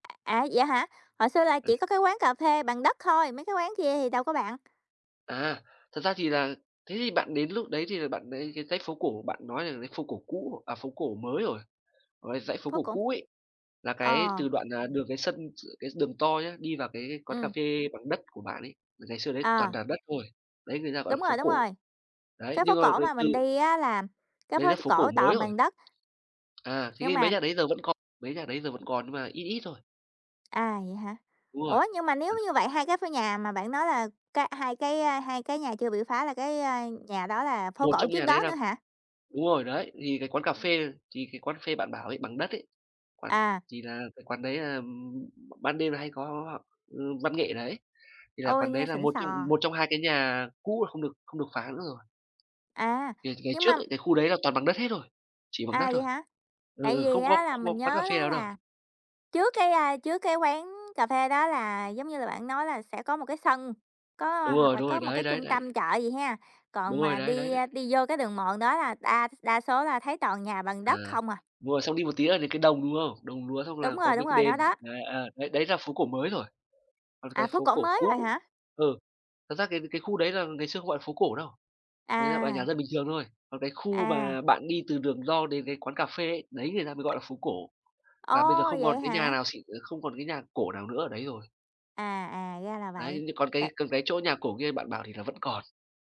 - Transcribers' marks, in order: other noise; tapping; other background noise; background speech
- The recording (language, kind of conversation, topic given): Vietnamese, unstructured, Bạn nghĩ gì về việc du lịch khiến người dân địa phương bị đẩy ra khỏi nhà?